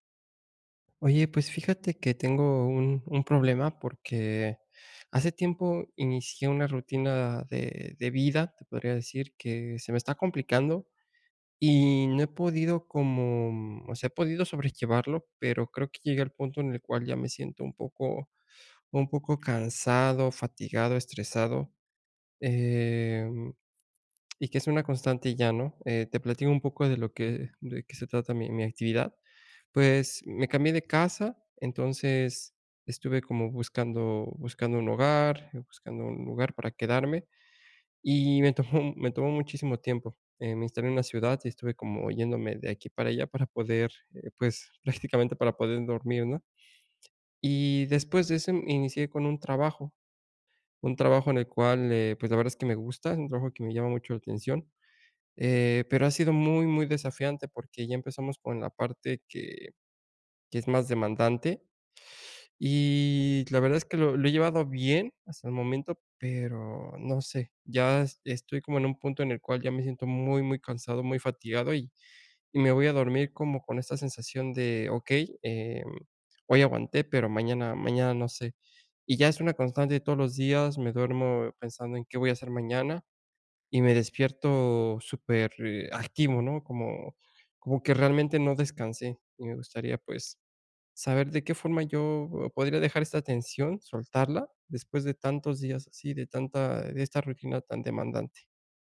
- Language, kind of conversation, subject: Spanish, advice, ¿Cómo puedo soltar la tensión después de un día estresante?
- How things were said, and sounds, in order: laughing while speaking: "me tomó"; laughing while speaking: "prácticamente"; "poder" said as "poden"